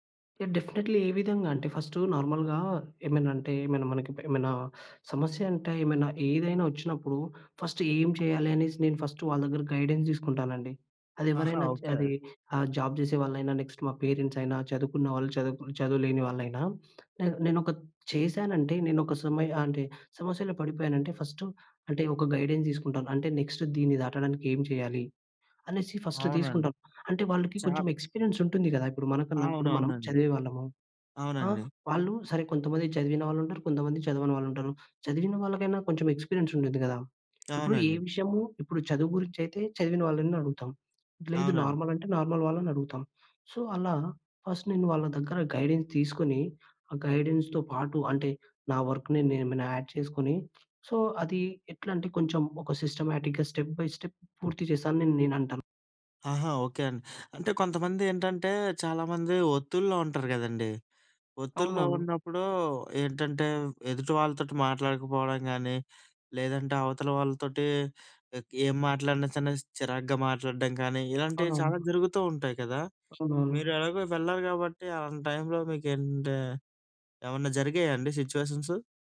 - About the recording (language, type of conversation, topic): Telugu, podcast, సమస్యపై మాట్లాడడానికి సరైన సమయాన్ని మీరు ఎలా ఎంచుకుంటారు?
- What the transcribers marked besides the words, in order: in English: "డెఫినెట్లీ"; in English: "నార్మల్‌గా"; in English: "ఫస్ట్"; in English: "గైడెన్స్"; in English: "జాబ్"; in English: "నెక్స్ట్"; in English: "గైడెన్స్"; in English: "నెక్స్ట్"; in English: "ఫస్ట్"; other background noise; in English: "నార్మల్"; in English: "సో"; in English: "ఫస్ట్"; in English: "గైడెన్స్"; in English: "గైడెన్స్‌తో"; in English: "యాడ్"; in English: "సో"; in English: "సిస్టమాటిక్‌గా స్టెప్ బై స్టెప్"; tapping; in English: "సిచ్యువేషన్స్?"